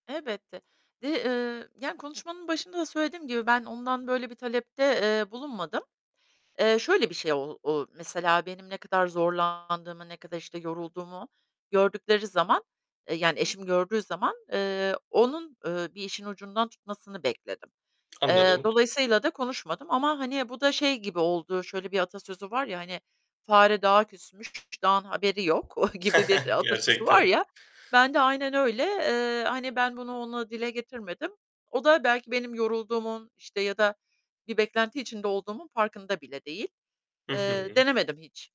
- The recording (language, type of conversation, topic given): Turkish, advice, Eşinizle ev işleri ve sorumlulukları nasıl konuşabilirsiniz?
- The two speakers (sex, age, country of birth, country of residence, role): female, 50-54, Italy, United States, user; male, 20-24, Turkey, Germany, advisor
- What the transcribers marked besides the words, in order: other background noise; distorted speech; tapping; chuckle